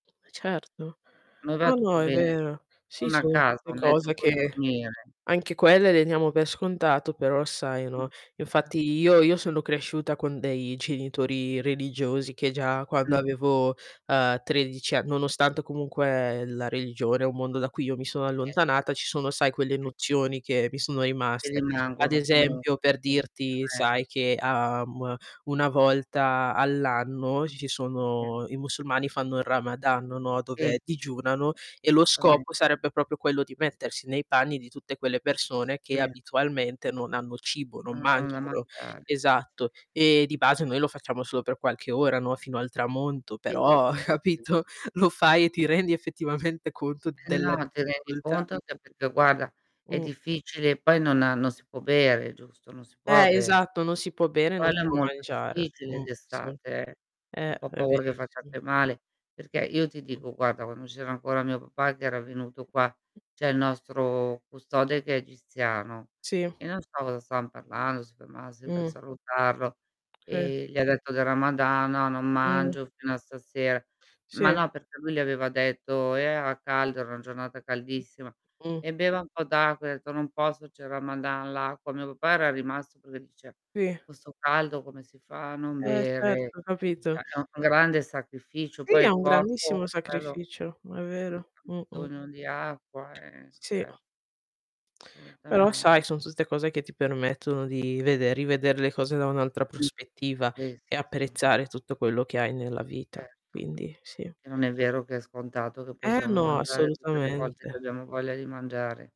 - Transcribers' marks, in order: other background noise; tapping; distorted speech; static; unintelligible speech; other noise; unintelligible speech; unintelligible speech; unintelligible speech; unintelligible speech; "Sì" said as "ì"; "proprio" said as "propio"; unintelligible speech; laughing while speaking: "capito"; laughing while speaking: "effettivamente"; "Sì" said as "pì"; "Assolutamente" said as "solutament"; unintelligible speech
- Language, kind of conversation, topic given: Italian, unstructured, Quali sono i piccoli piaceri della vita che spesso diamo per scontati?